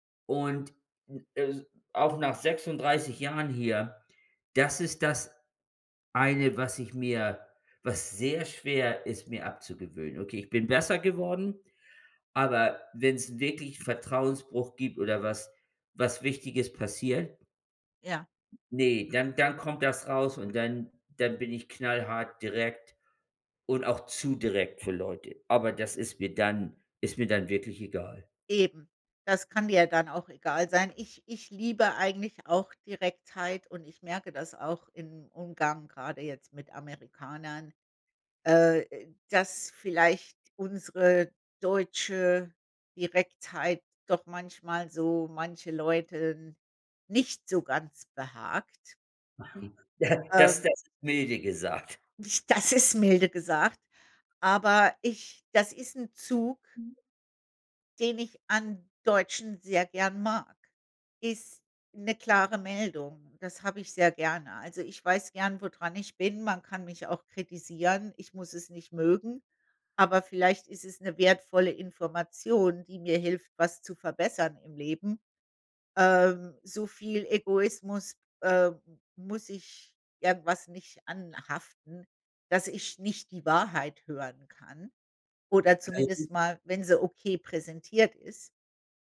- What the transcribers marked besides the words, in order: laughing while speaking: "Das"; other noise; laughing while speaking: "Das ist milde"; other background noise
- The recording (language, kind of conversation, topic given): German, unstructured, Wie kann man Vertrauen in einer Beziehung aufbauen?